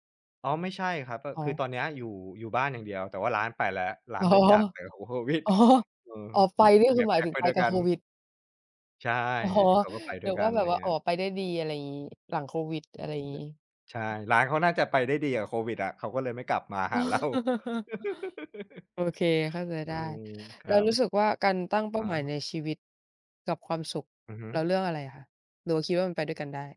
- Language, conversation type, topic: Thai, unstructured, คุณคิดว่าเป้าหมายในชีวิตสำคัญกว่าความสุขไหม?
- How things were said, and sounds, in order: laughing while speaking: "อ๋อ อ๋อ"; laughing while speaking: "โควิด"; tapping; other background noise; laughing while speaking: "อ๋อ"; chuckle; laughing while speaking: "เรา"; laugh